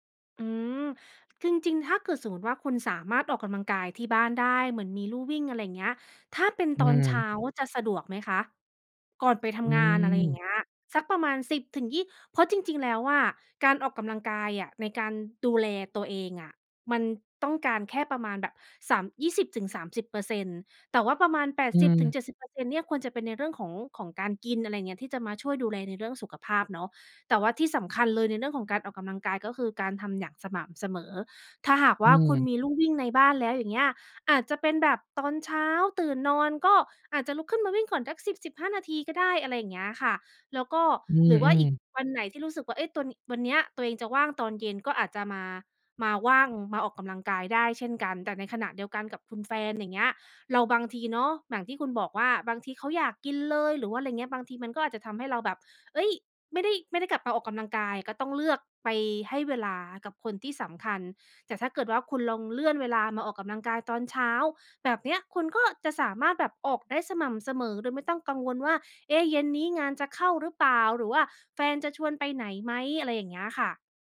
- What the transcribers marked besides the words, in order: other background noise
- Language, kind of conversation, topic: Thai, advice, ฉันจะหาเวลาออกกำลังกายได้อย่างไรในเมื่อมีงานและต้องดูแลครอบครัว?